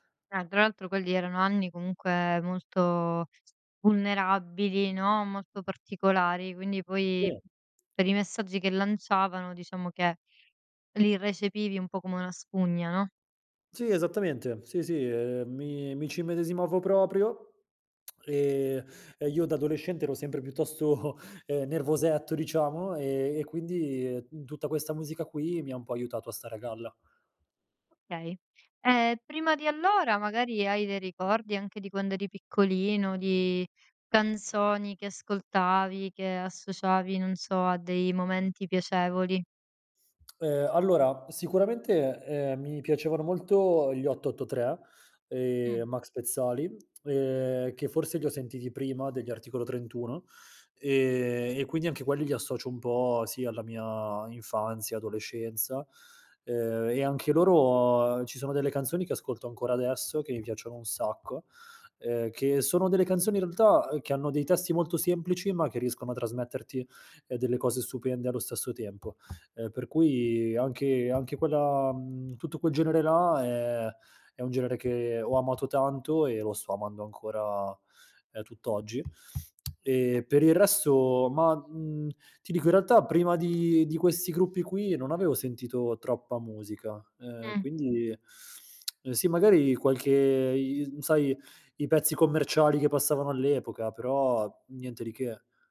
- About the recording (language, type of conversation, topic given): Italian, podcast, Qual è la colonna sonora della tua adolescenza?
- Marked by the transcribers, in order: other background noise; tapping; lip smack; laughing while speaking: "piuttosto"; lip smack; teeth sucking; lip smack